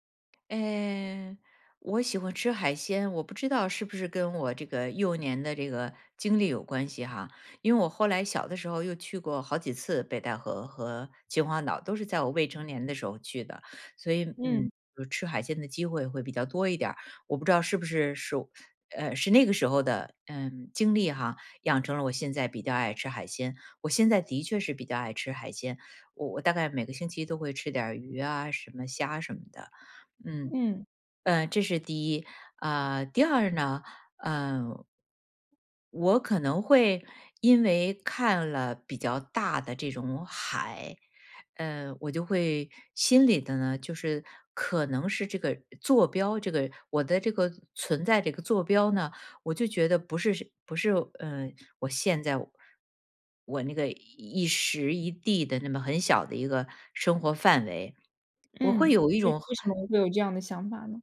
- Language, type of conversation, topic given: Chinese, podcast, 你第一次看到大海时是什么感觉？
- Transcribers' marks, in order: none